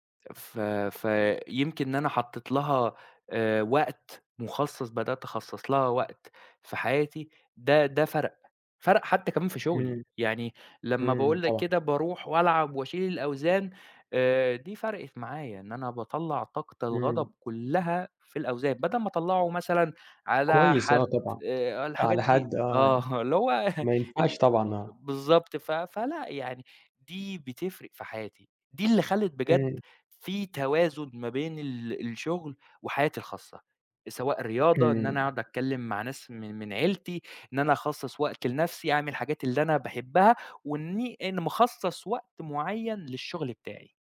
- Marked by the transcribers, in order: other background noise; laughing while speaking: "آه، اللي هو"
- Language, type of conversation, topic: Arabic, podcast, إزاي بتوازن بين الشغل والحياة؟